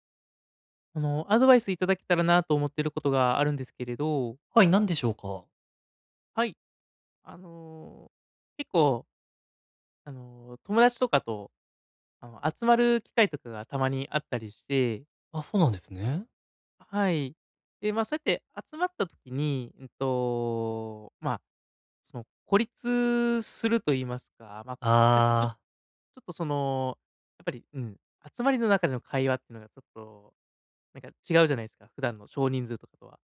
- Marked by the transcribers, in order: none
- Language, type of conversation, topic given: Japanese, advice, グループの集まりで孤立しないためには、どうすればいいですか？